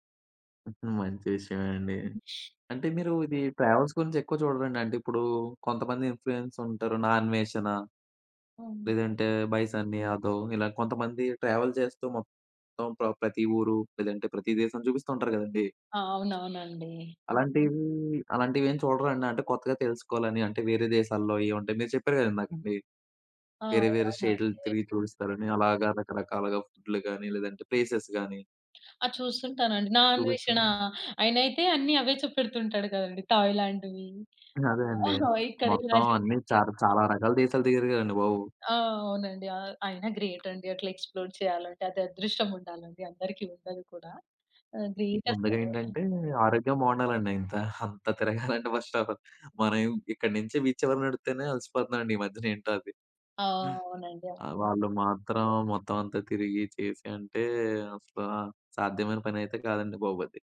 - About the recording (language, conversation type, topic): Telugu, podcast, మీరు సోషల్‌మీడియా ఇన్‌ఫ్లూఎన్సర్‌లను ఎందుకు అనుసరిస్తారు?
- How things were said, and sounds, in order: giggle; in English: "ట్రావెల్స్"; in English: "ఇన్‌ఫ్లూయెన్స్"; in English: "ట్రావెల్"; stressed: "మొత్తం"; drawn out: "అలాంటీయన్ని"; unintelligible speech; in English: "ప్లేసెస్"; laughing while speaking: "ఆహ్! ఇక్కడ ఇలా జరిగింది"; tapping; in English: "గ్రేట్"; in English: "ఎక్స్‌ప్లోర్"; in English: "గ్రేట్"; other noise; laughing while speaking: "ఇంత, అంత తిరగాలంటే, ఫస్ట్ ఆఫ్ ఆల్"; in English: "ఫస్ట్ ఆఫ్ ఆల్"